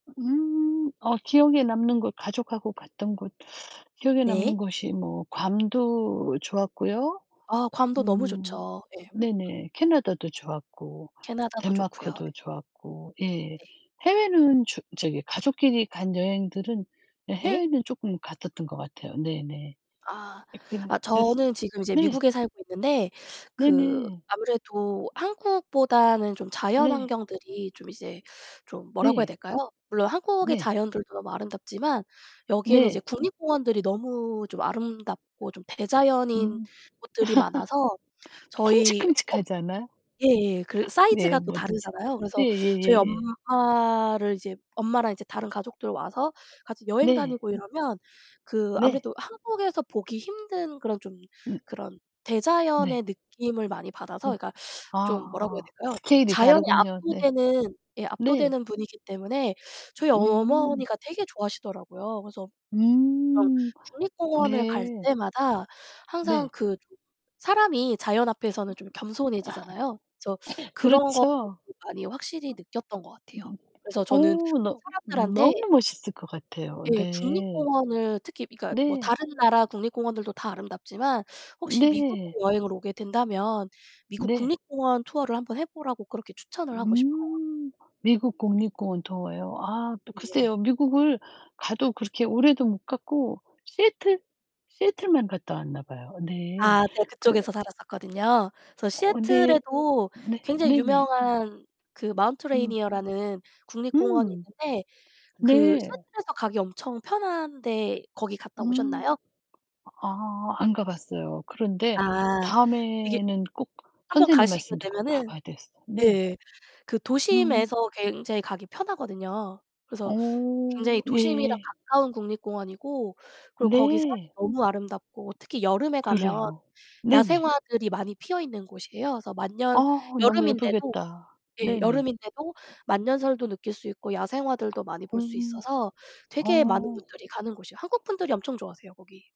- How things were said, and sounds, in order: other background noise; distorted speech; laugh; laugh; static; tapping
- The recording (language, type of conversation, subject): Korean, unstructured, 여행하면서 가장 감동했던 순간은 무엇인가요?